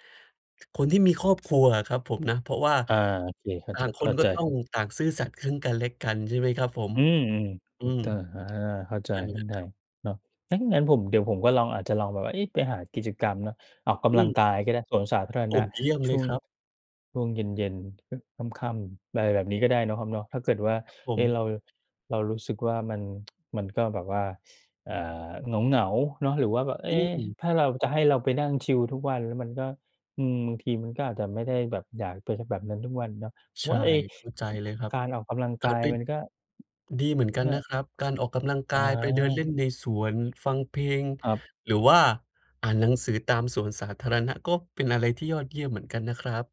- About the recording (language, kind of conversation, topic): Thai, advice, คุณจะรับมือกับความเครียดจากการเปลี่ยนแปลงหลายอย่างและรักษาความมั่นคงในชีวิตได้อย่างไร?
- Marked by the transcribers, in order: tsk